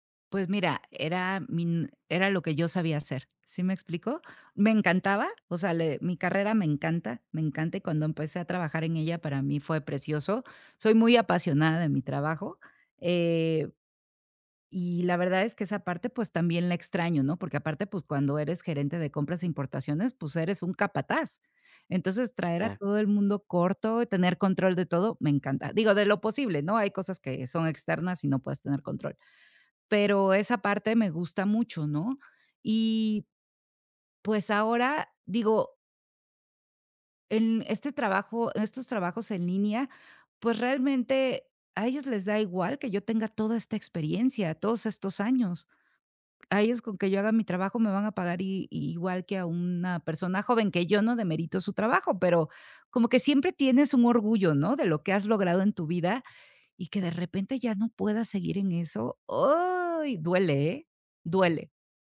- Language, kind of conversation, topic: Spanish, advice, Miedo a dejar una vida conocida
- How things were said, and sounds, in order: drawn out: "íay!"